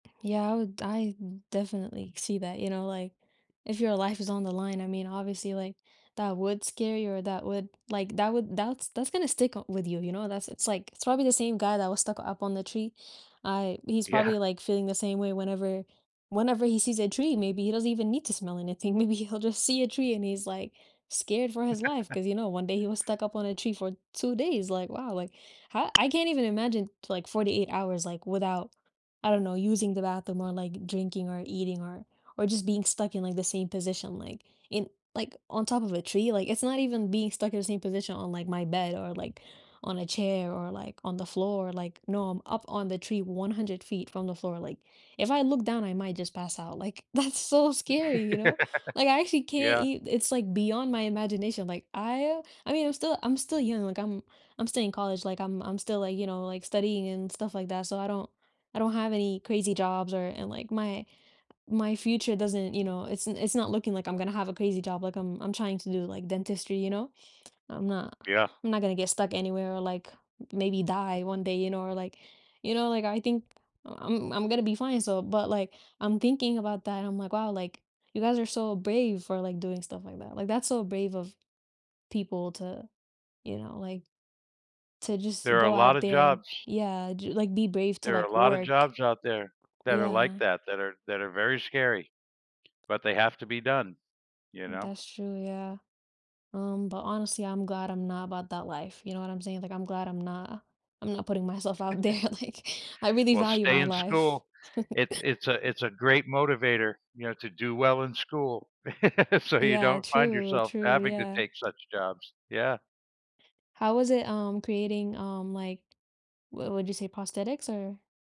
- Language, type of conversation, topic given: English, unstructured, Which everyday smell or sound instantly transports you to a vivid memory, and what’s the story behind it?
- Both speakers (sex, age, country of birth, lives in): female, 18-19, United States, United States; male, 55-59, United States, United States
- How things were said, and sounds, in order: laughing while speaking: "Yeah"; laughing while speaking: "maybe"; chuckle; other background noise; laugh; chuckle; laughing while speaking: "there, like"; chuckle; laugh